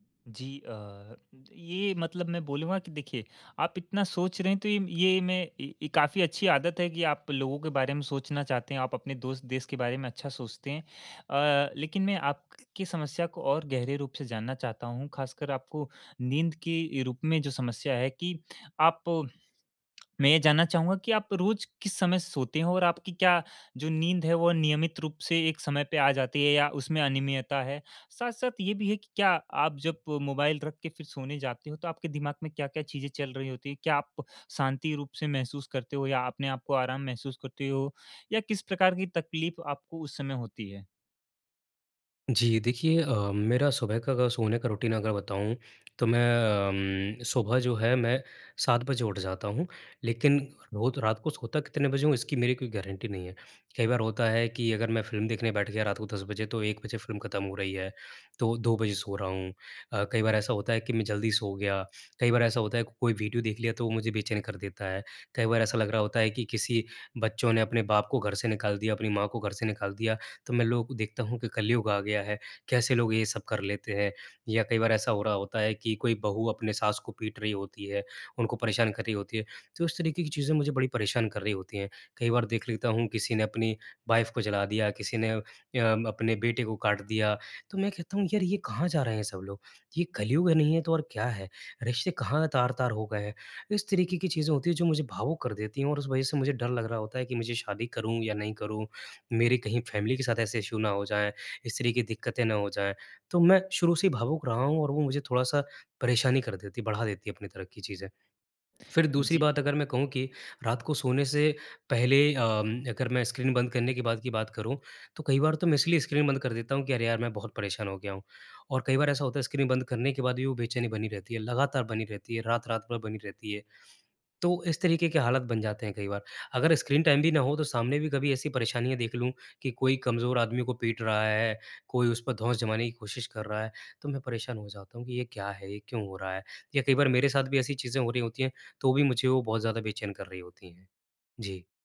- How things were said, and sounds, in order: tapping; in English: "रूटीन"; "रोज" said as "रोत"; in English: "गारंटी"; in English: "वाइफ़"; in English: "फैमिली"; in English: "इश्यू"; other background noise
- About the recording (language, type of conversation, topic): Hindi, advice, सोने से पहले स्क्रीन देखने से चिंता और उत्तेजना कैसे कम करूँ?